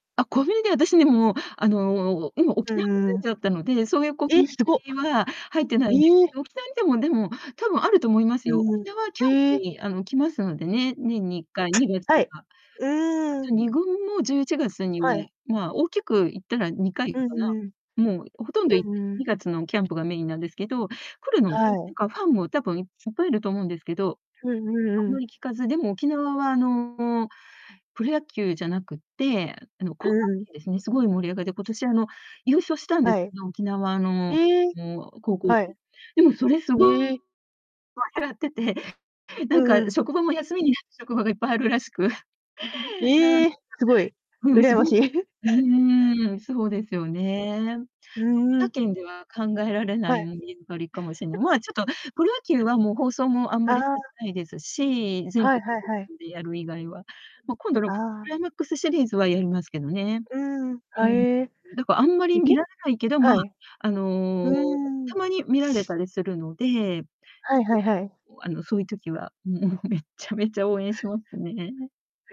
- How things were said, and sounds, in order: distorted speech; tapping; unintelligible speech; unintelligible speech; chuckle; chuckle
- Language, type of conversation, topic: Japanese, podcast, 最近ハマっている趣味は何ですか？